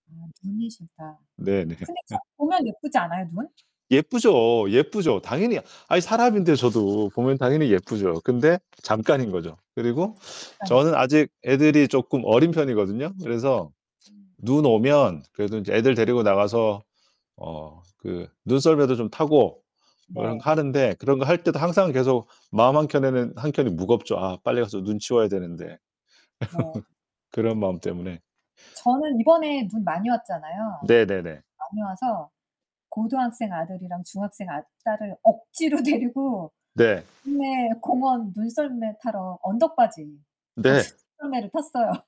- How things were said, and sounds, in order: distorted speech; laugh; other background noise; tapping; unintelligible speech; laugh; laughing while speaking: "데리고"; static; laughing while speaking: "거기서"; laughing while speaking: "탔어요"
- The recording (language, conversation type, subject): Korean, unstructured, 여름과 겨울 중 어떤 계절을 더 좋아하시나요?